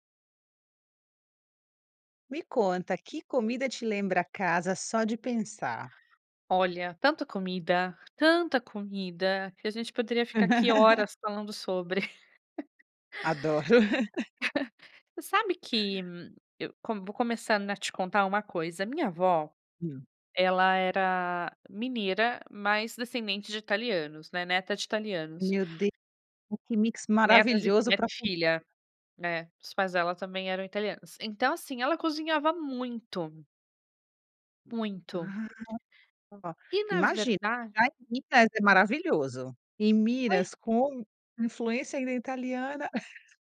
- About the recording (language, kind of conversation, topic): Portuguese, podcast, Que comida faz você se sentir em casa só de pensar nela?
- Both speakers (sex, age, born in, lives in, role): female, 35-39, Brazil, Italy, guest; female, 35-39, Brazil, Italy, host
- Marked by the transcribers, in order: laugh; laugh; chuckle; chuckle